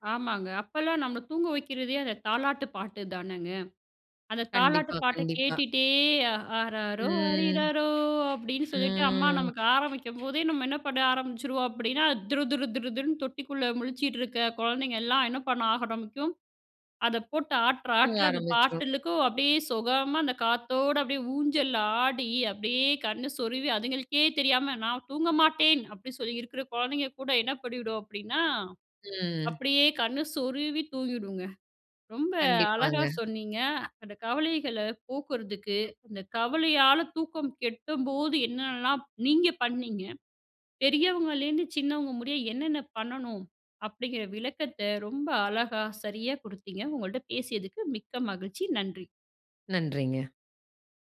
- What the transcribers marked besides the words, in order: singing: "ஆறாரோ! ஆரிறாரோ!"; tapping; drawn out: "ம்"; other background noise; drawn out: "ம்"; "ஆரம்பிக்கும்" said as "ஆகம்பிக்கும்"; "பாட்டுக்கும்" said as "பாட்டுலுக்கும்"; "கெடும்போது" said as "கெட்டும்போது"
- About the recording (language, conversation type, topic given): Tamil, podcast, கவலைகள் தூக்கத்தை கெடுக்கும் பொழுது நீங்கள் என்ன செய்கிறீர்கள்?